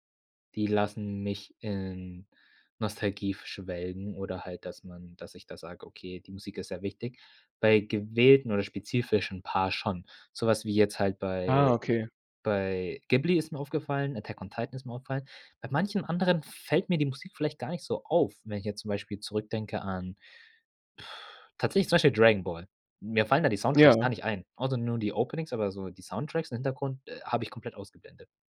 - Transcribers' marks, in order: exhale; in English: "Openings"
- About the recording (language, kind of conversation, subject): German, podcast, Welche Filme schaust du dir heute noch aus nostalgischen Gründen an?